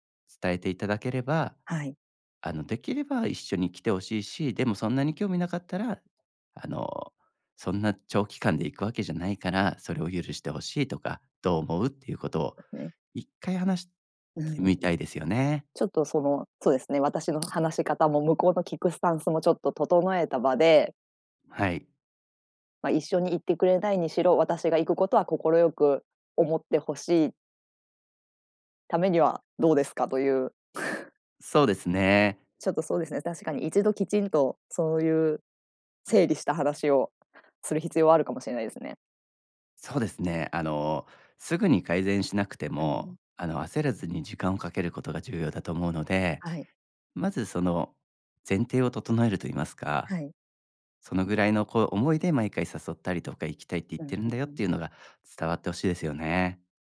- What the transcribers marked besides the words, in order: other noise; scoff
- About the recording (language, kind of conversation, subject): Japanese, advice, 恋人に自分の趣味や価値観を受け入れてもらえないとき、どうすればいいですか？